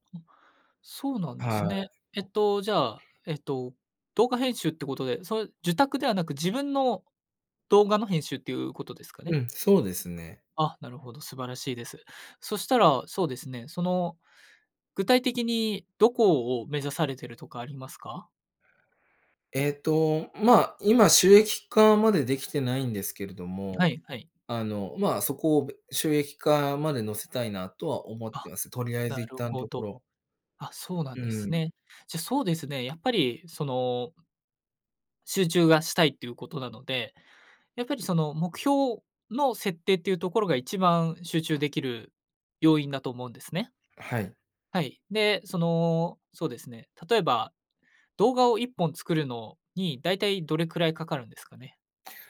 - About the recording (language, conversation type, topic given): Japanese, advice, 仕事中に集中するルーティンを作れないときの対処法
- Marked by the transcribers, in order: other noise; other background noise